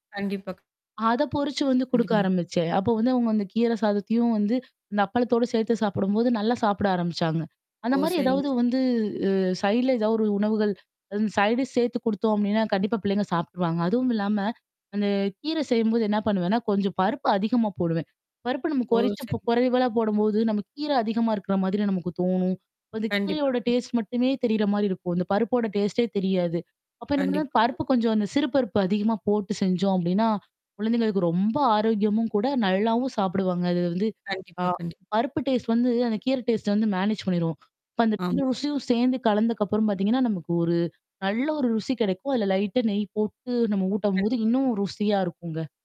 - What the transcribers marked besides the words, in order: static; tapping; other background noise; in English: "சைட் டிஷ்"; in English: "டேஸ்ட்"; in English: "டேஸ்ட்டே"; other noise; in English: "டேஸ்ட்"; in English: "டேஸ்ட்ட"; in English: "மேனேஜ்"; distorted speech; in English: "லைட்டா"
- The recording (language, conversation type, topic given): Tamil, podcast, குழந்தைகளுக்கு ஆரோக்கியமான உணவுப் பழக்கங்களை எப்படி உருவாக்கலாம்?